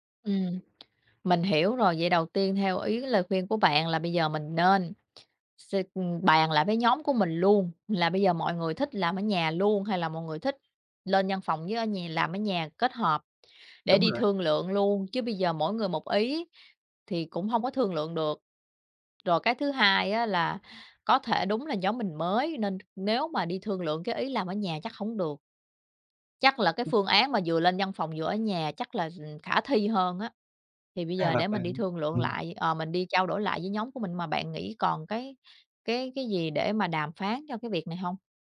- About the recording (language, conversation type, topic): Vietnamese, advice, Làm thế nào để đàm phán các điều kiện làm việc linh hoạt?
- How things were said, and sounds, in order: tapping; other background noise